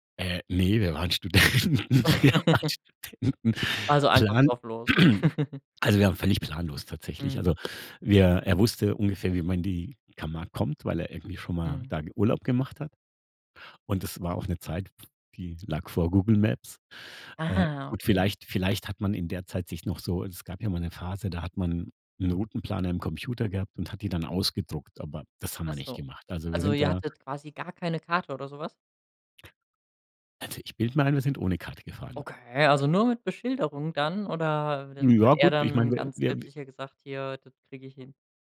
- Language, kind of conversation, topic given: German, podcast, Gibt es eine Reise, die dir heute noch viel bedeutet?
- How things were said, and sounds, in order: laughing while speaking: "Studenten. Wir waren Studenten"; laugh; throat clearing; laugh; other background noise; drawn out: "Ah"; put-on voice: "Okay"